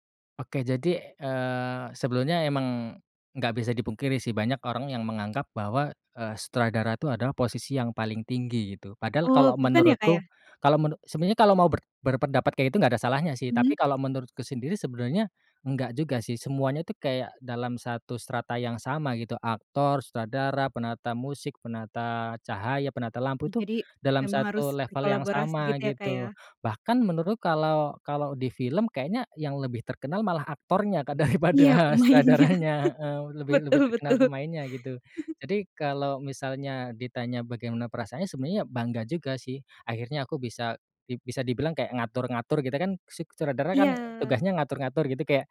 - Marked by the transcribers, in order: laughing while speaking: "kan, daripada sutradaranya"; laughing while speaking: "pemainnya, betul betul"; chuckle; tapping
- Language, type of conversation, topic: Indonesian, podcast, Apakah kamu pernah membuat karya yang masih kamu hargai sampai hari ini?